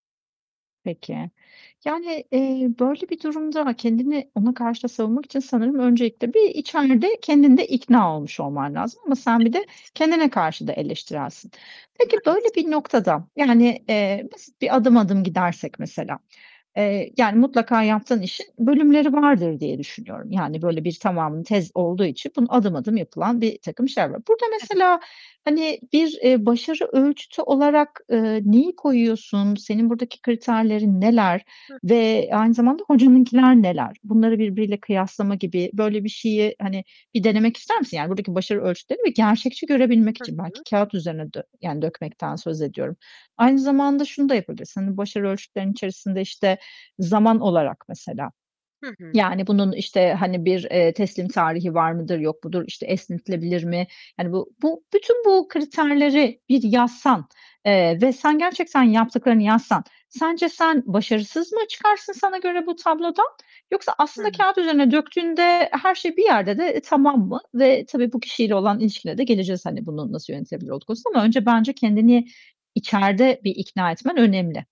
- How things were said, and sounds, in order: static; distorted speech; other background noise; tapping
- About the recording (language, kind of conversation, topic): Turkish, advice, Hedeflerinizle gerçekçi beklentileriniz çatıştığında yaşadığınız hayal kırıklığını nasıl anlatırsınız?